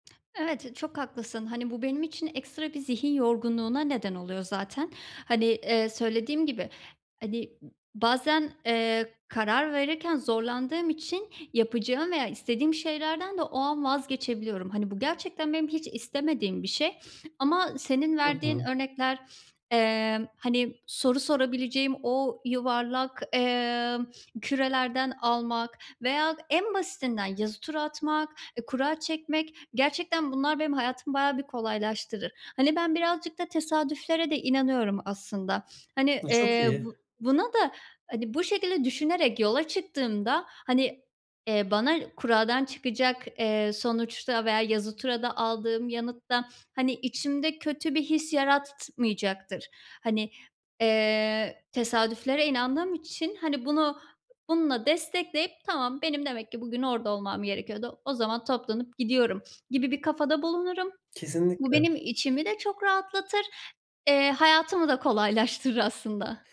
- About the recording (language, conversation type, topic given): Turkish, advice, Seçenek çok olduğunda daha kolay nasıl karar verebilirim?
- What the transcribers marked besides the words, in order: other background noise; other noise